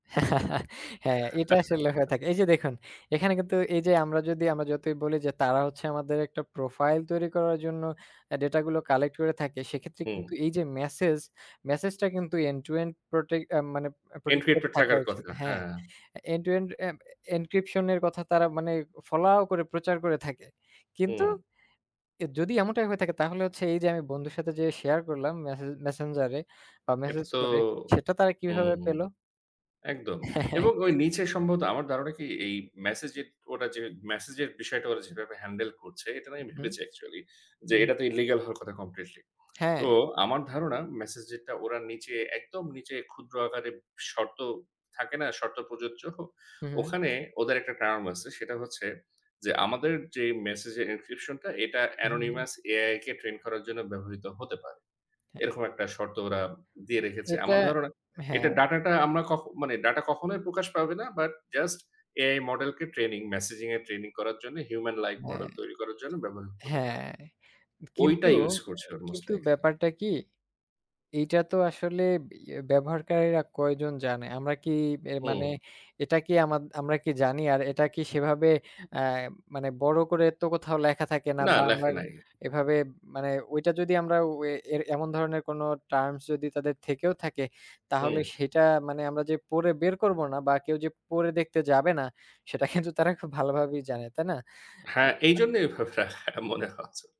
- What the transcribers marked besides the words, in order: chuckle; giggle; tapping; in English: "end-to-end protect"; in English: "encrypted"; in English: "protected"; in English: "end-to-end a m encryption"; chuckle; in English: "encryption"; in English: "anonymous AI"; in English: "just AI model"; in English: "human like model"; in English: "most likely"; laughing while speaking: "সেটা কিন্তু তারা"; laughing while speaking: "ঐভাবে লেখাটা মনে হচ্ছে"
- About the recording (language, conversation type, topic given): Bengali, unstructured, টেক কোম্পানিগুলো কি আমাদের ব্যক্তিগত তথ্য বিক্রি করে লাভ করছে?